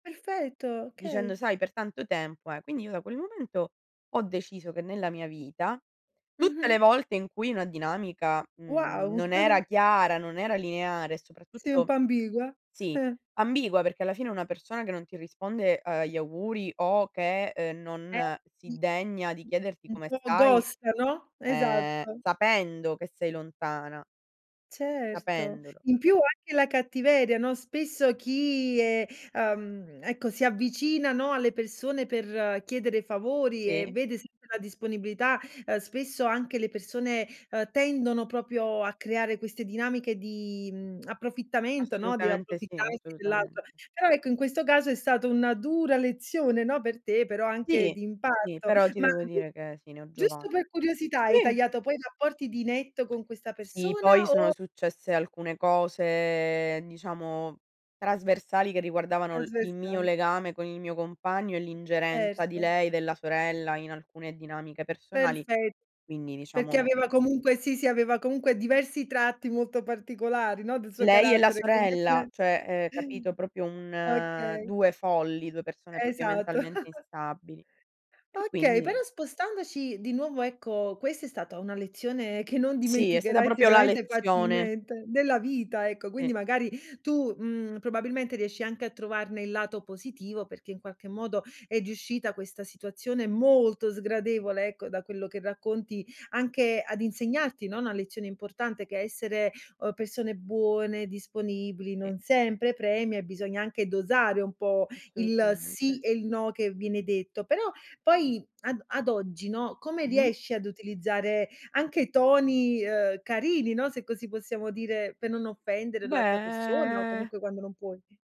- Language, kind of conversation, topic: Italian, podcast, Come decidi quando dire no senza ferire gli altri?
- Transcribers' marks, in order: giggle; giggle; unintelligible speech; in English: "ghosta"; "proprio" said as "propio"; unintelligible speech; other background noise; tapping; unintelligible speech; "Proprio" said as "propio"; "proprio" said as "propio"; giggle; "proprio" said as "propio"; stressed: "molto"; drawn out: "Beh"